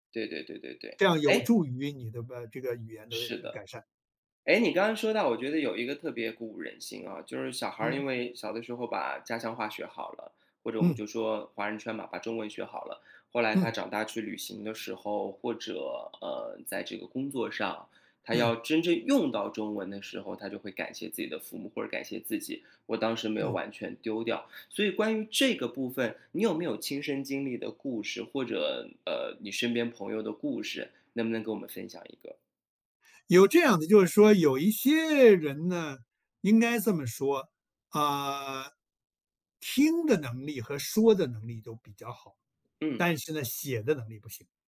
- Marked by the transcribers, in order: none
- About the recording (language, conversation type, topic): Chinese, podcast, 你是怎么教孩子说家乡话或讲家族故事的？